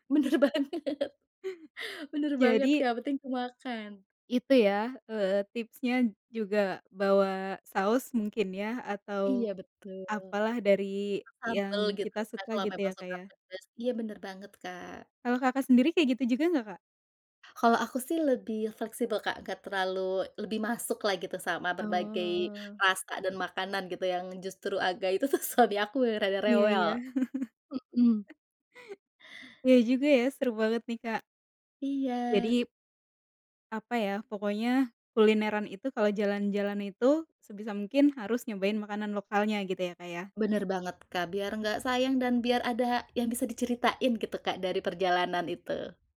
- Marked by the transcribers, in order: laughing while speaking: "Benar banget"; other background noise; laughing while speaking: "itu tuh"; chuckle
- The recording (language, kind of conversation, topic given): Indonesian, podcast, Apa pengalaman kuliner lokal paling tidak terlupakan yang pernah kamu coba?
- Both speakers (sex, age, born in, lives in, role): female, 30-34, Indonesia, Indonesia, host; female, 35-39, Indonesia, Indonesia, guest